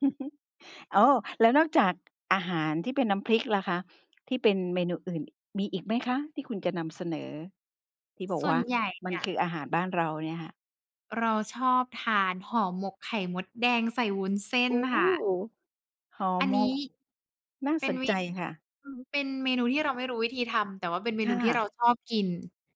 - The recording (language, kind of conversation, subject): Thai, podcast, อาหารหรือกลิ่นอะไรที่ทำให้คุณคิดถึงบ้านมากที่สุด และช่วยเล่าให้ฟังหน่อยได้ไหม?
- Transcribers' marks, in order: chuckle